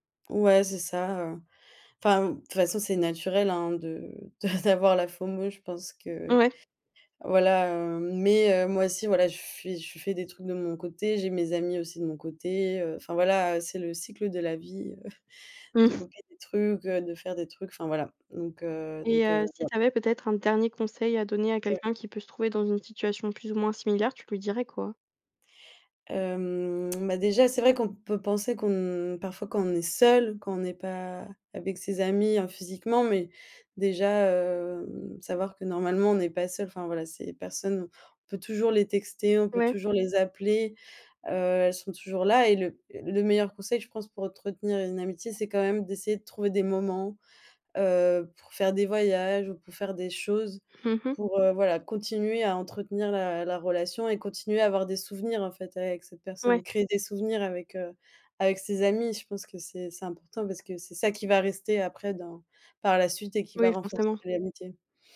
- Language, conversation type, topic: French, podcast, Comment gardes-tu le contact avec des amis qui habitent loin ?
- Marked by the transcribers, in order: laughing while speaking: "d'avoir la FOMO"; in English: "FOMO"; other background noise; drawn out: "Hem"; tsk; stressed: "seule"